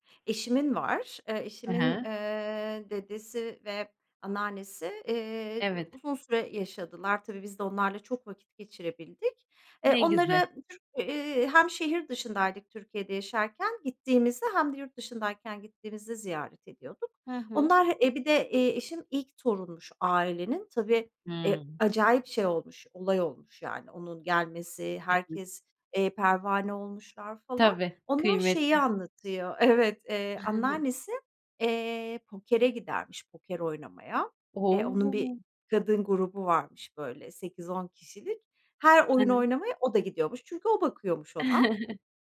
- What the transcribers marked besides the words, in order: unintelligible speech; other background noise; laughing while speaking: "Evet"; chuckle; unintelligible speech; chuckle
- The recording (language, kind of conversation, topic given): Turkish, podcast, Aile içinde hikâye anlatma veya anı paylaşma geleneğiniz var mı?